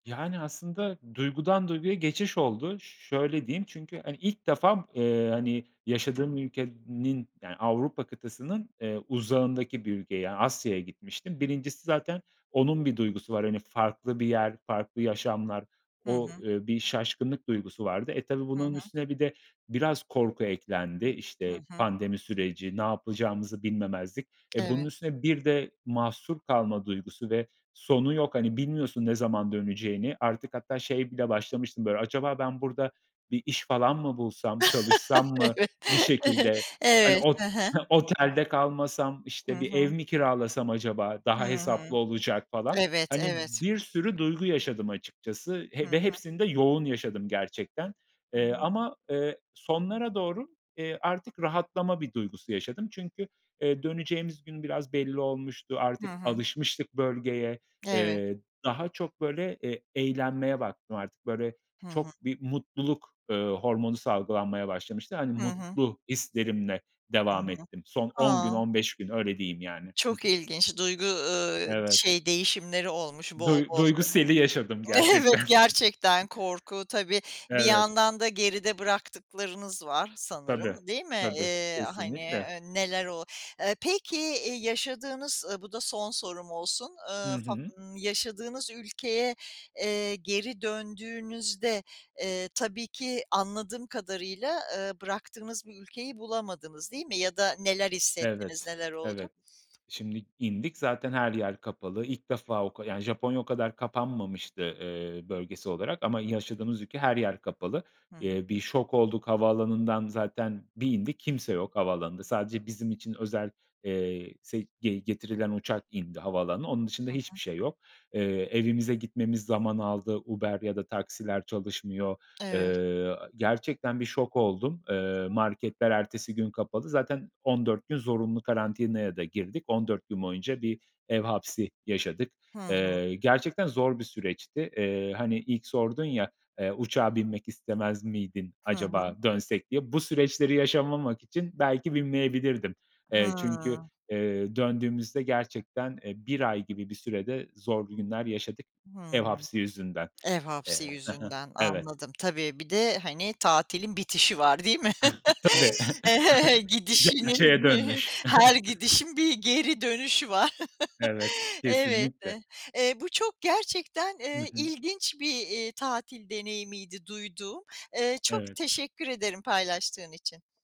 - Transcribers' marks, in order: tapping; other background noise; tsk; chuckle; laughing while speaking: "Evet"; chuckle; unintelligible speech; laughing while speaking: "gerçekten"; chuckle; chuckle; laughing while speaking: "Tabii, gerçeğe dönmüş"; chuckle; chuckle; unintelligible speech
- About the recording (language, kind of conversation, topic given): Turkish, podcast, Hayatındaki en unutulmaz tatil deneyimini anlatır mısın?